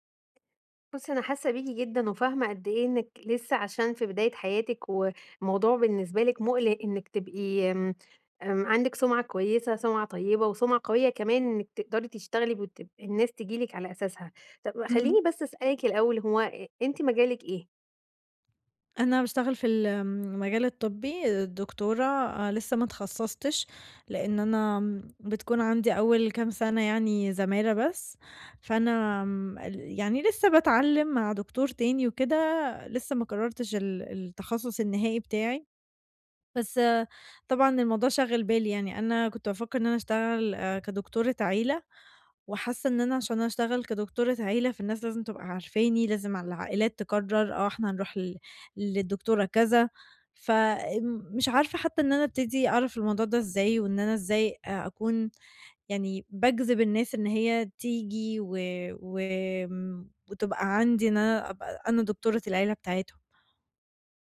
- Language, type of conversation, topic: Arabic, advice, إزاي أبدأ أبني سمعة مهنية قوية في شغلي؟
- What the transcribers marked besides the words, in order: none